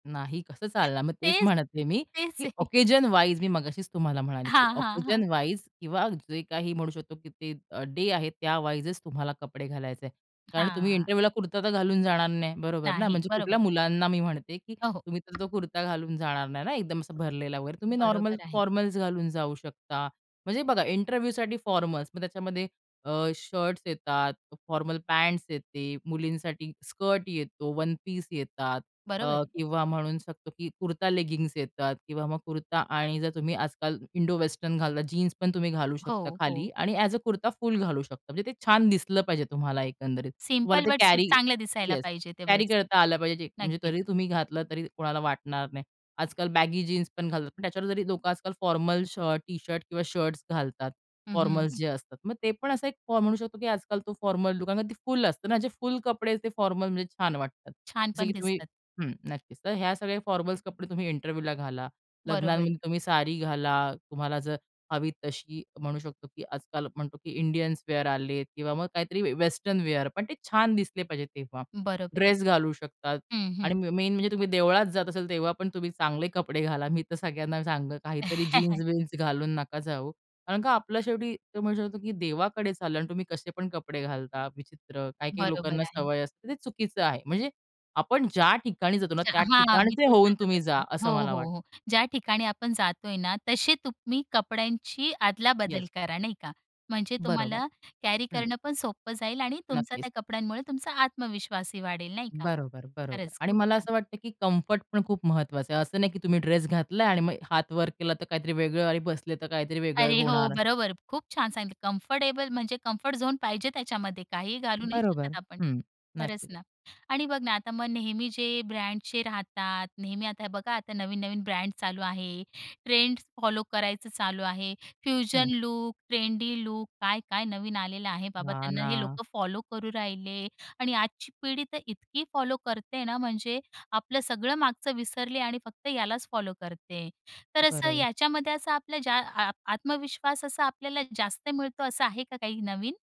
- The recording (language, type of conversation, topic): Marathi, podcast, कपड्यांमुळे तुमचा आत्मविश्वास वाढतो का?
- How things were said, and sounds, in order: other background noise; laughing while speaking: "आहे. हां, हां, हां"; in English: "ओकेशनवाईज"; in English: "ओकेशनवाईज"; in English: "इंटरव्ह्यूला"; tapping; in English: "फॉर्मल्स"; in English: "इंटरव्ह्यूसाठी फॉर्मल्स"; in English: "फॉर्मल"; in English: "सिंपल बट स्वीट"; in English: "फॉर्मल"; in English: "फॉर्मल्स"; in English: "फॉर्मल"; in English: "फॉर्मलमध्ये"; in English: "फॉर्मल्स"; in English: "इंटरव्ह्यूला"; in English: "इंडियन्स वेअर"; "सांगेल" said as "सांगल"; chuckle; in English: "कम्फर्टेबल"; in English: "झोन"; in English: "फ्युजन"